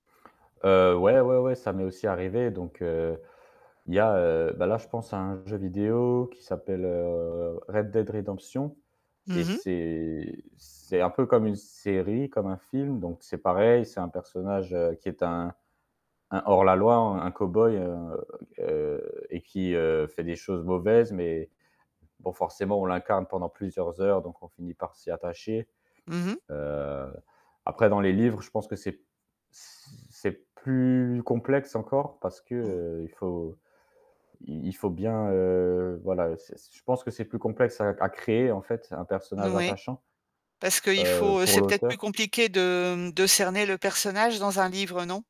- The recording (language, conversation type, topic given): French, podcast, Pourquoi, d’après toi, s’attache-t-on aux personnages fictifs ?
- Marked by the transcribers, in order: static; distorted speech